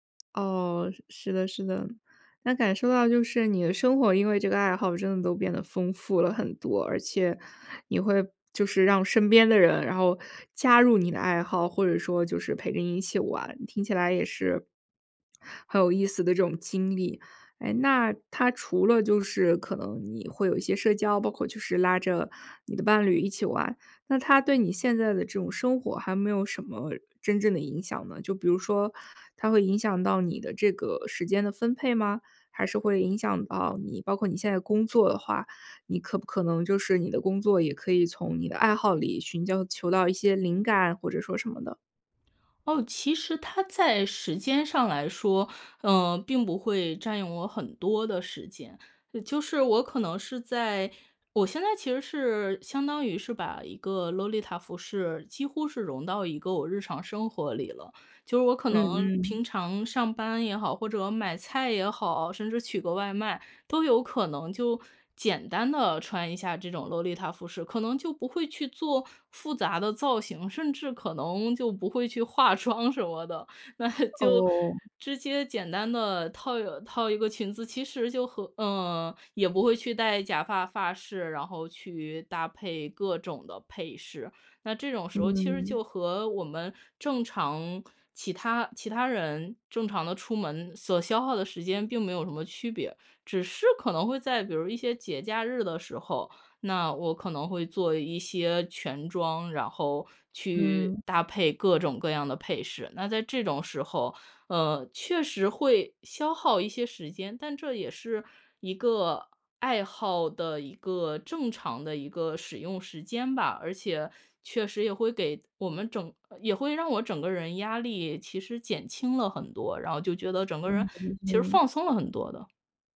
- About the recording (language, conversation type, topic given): Chinese, podcast, 你是怎么开始这个爱好的？
- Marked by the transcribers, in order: joyful: "身边的人，然后加入你的爱好"; "求" said as "究"; laughing while speaking: "化妆什么的，那就"; other background noise; other noise